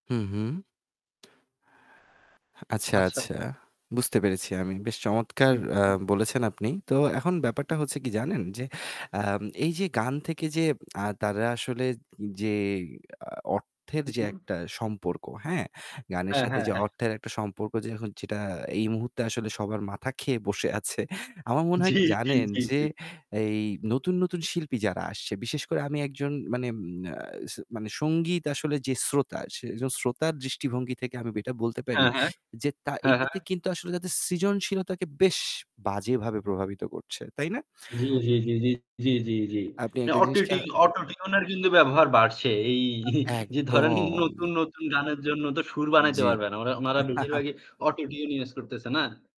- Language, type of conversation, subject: Bengali, unstructured, গানশিল্পীরা কি এখন শুধু অর্থের পেছনে ছুটছেন?
- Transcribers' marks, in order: static; distorted speech; laughing while speaking: "বসে আছে"; laughing while speaking: "জী, জী, জী, জী"; chuckle; other noise; chuckle